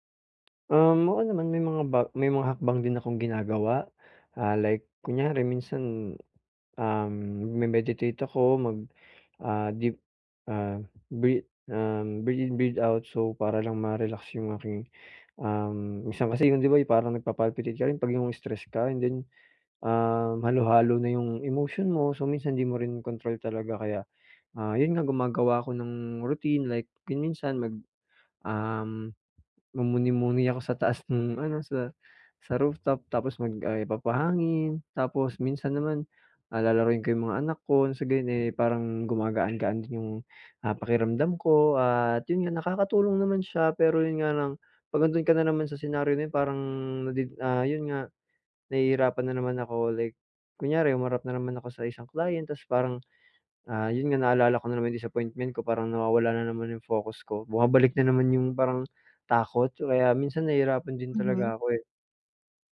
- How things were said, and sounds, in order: other background noise; wind; tapping
- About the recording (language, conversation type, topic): Filipino, advice, Paano ko mapagmamasdan ang aking isip nang hindi ako naaapektuhan?